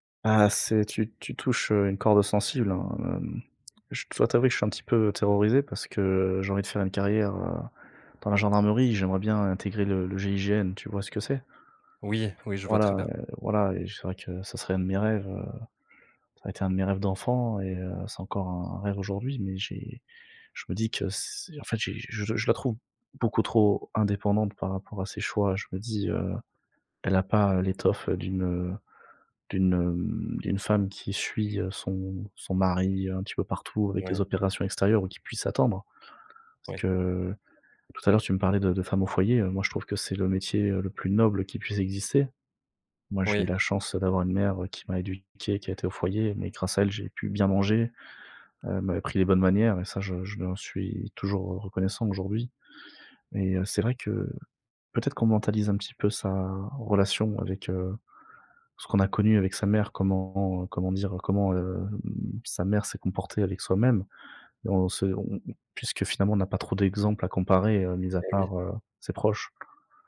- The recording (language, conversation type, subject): French, advice, Ressentez-vous une pression sociale à vous marier avant un certain âge ?
- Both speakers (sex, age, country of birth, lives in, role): male, 30-34, France, France, advisor; male, 30-34, France, France, user
- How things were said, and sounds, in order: none